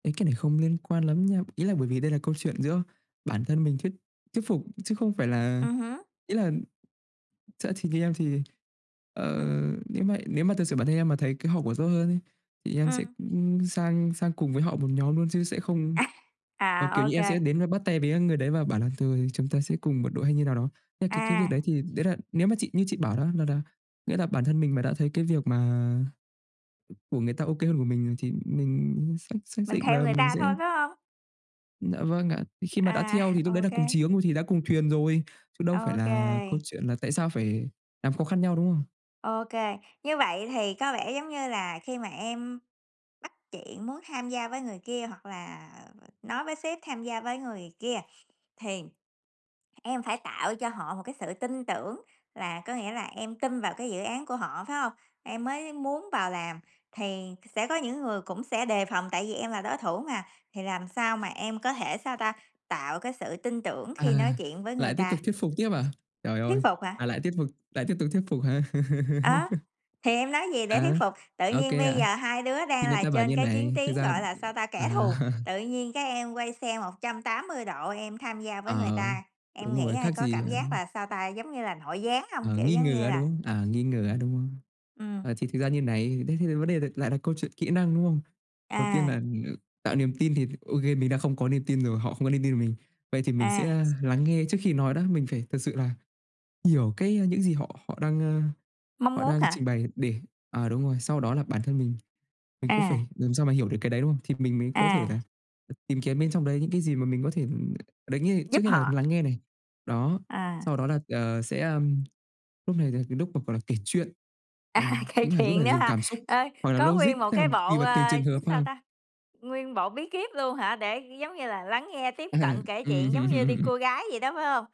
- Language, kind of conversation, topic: Vietnamese, unstructured, Bạn làm thế nào để thuyết phục người khác khi bạn không có quyền lực?
- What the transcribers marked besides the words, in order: tapping; other background noise; other noise; laughing while speaking: "À!"; "định" said as "dịnh"; laugh; chuckle; laughing while speaking: "À, kể chuyện nữa hả?"; laughing while speaking: "À, ừm"; chuckle